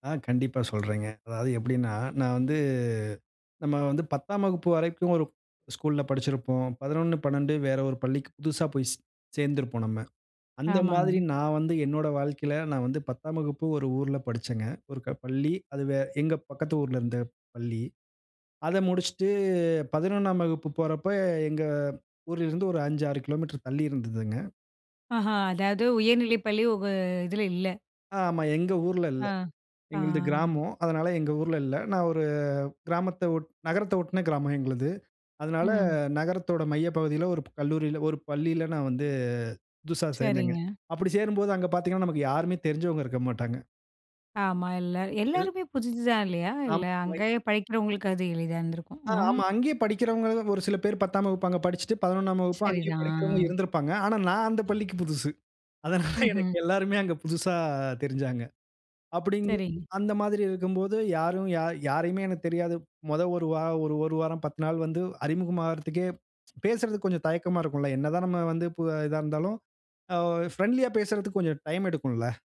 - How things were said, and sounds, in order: drawn out: "வந்து"; drawn out: "ஆ"; "புதுசு" said as "புதுஜூ"; laughing while speaking: "அதனால எனக்கு எல்லாருமே அங்க புதுசா தெரிஞ்சாங்க"; other noise; in English: "ஃபிரெண்ட்லியா"
- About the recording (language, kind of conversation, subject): Tamil, podcast, பள்ளி அல்லது கல்லூரியில் உங்களுக்கு வாழ்க்கையில் திருப்புமுனையாக அமைந்த நிகழ்வு எது?